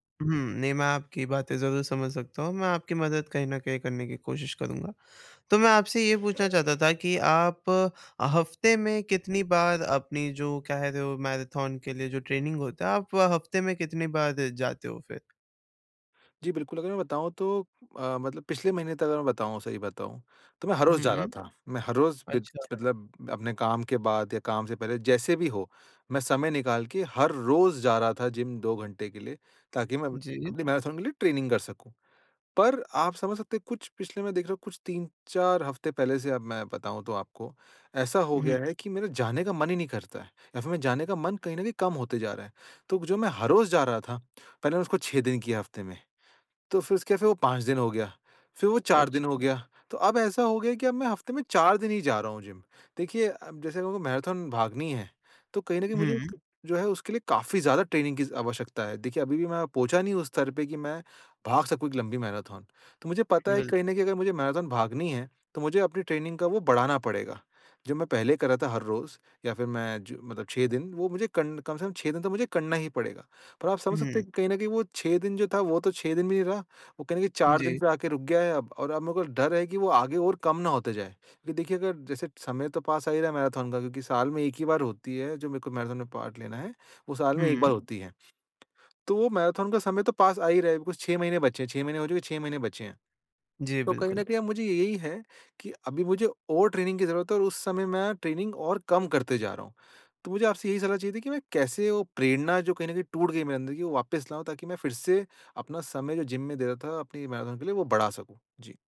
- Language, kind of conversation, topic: Hindi, advice, मैं अपनी ट्रेनिंग में प्रेरणा और प्रगति कैसे वापस ला सकता/सकती हूँ?
- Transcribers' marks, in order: in English: "मैराथन"; in English: "ट्रेनिंग"; in English: "ट्रेनिंग"; in English: "ट्रेनिंग"; in English: "ट्रेनिंग"; in English: "पार्ट"; in English: "बिकॉज़"; in English: "ट्रेनिंग"; in English: "ट्रेनिंग"